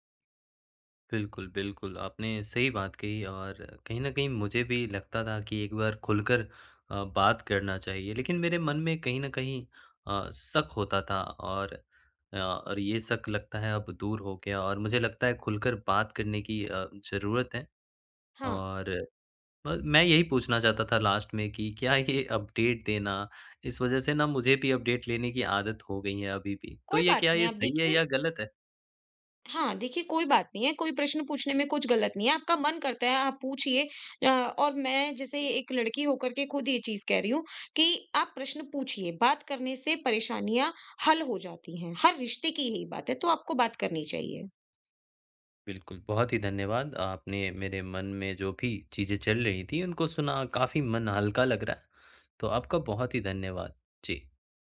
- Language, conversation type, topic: Hindi, advice, पिछले रिश्ते का दर्द वर्तमान रिश्ते में आना
- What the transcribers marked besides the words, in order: in English: "लास्ट"; laughing while speaking: "क्या ये"; in English: "अपडेट"; in English: "अपडेट"